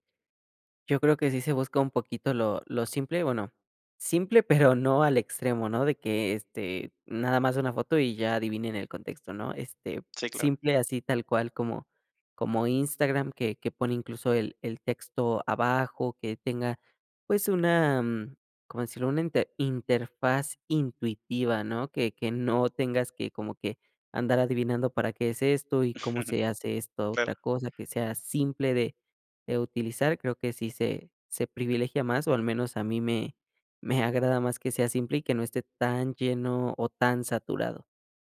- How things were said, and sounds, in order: chuckle
- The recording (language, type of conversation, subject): Spanish, podcast, ¿Qué te frena al usar nuevas herramientas digitales?